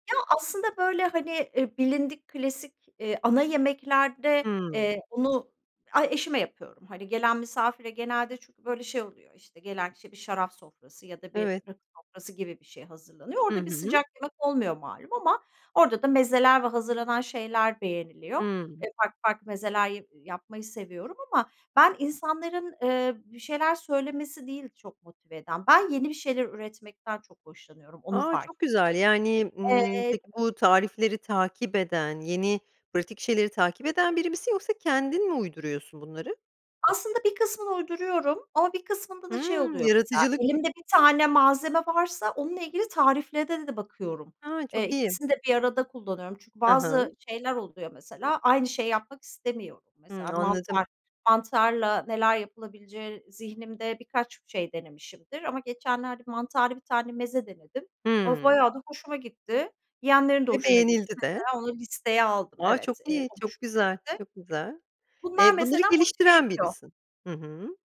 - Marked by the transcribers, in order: other background noise; "tariflere" said as "tariflede"; tapping; unintelligible speech
- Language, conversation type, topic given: Turkish, podcast, Genel olarak yemek hazırlama alışkanlıkların nasıl?